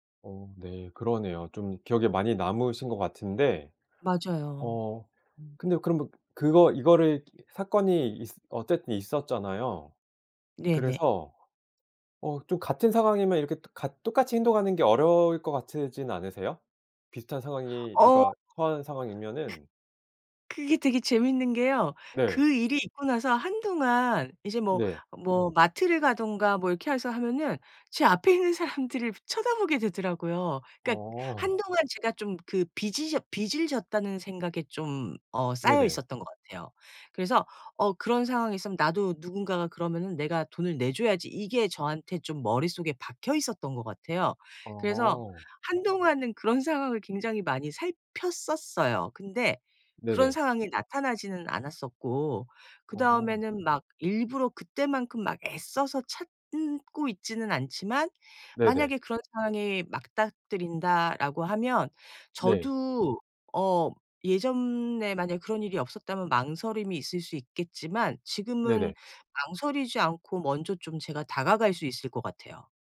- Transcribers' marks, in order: other background noise; "같지는" said as "같으지는"; laughing while speaking: "앞에 있는 사람들을 일부러"; "찾고" said as "찾 은꼬"
- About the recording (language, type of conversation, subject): Korean, podcast, 위기에서 누군가 도와준 일이 있었나요?